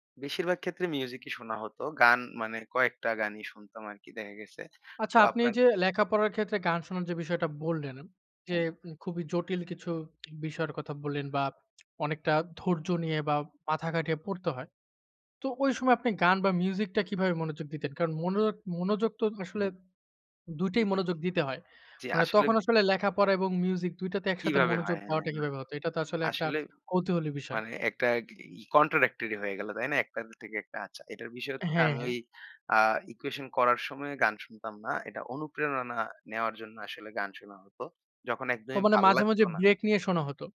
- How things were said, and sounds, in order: other background noise; tapping; in English: "কন্ট্রাডিক্টরি"
- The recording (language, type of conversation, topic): Bengali, podcast, সঙ্গীত কি তোমার জন্য থেরাপির মতো কাজ করে?